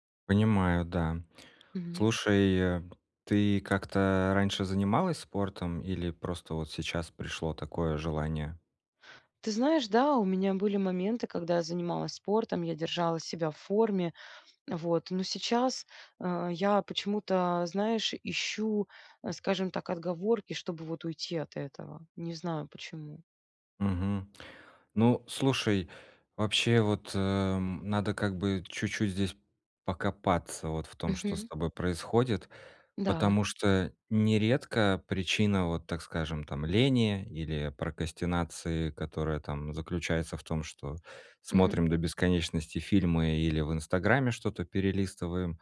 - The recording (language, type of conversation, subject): Russian, advice, Как начать формировать полезные привычки маленькими шагами каждый день?
- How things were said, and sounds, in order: none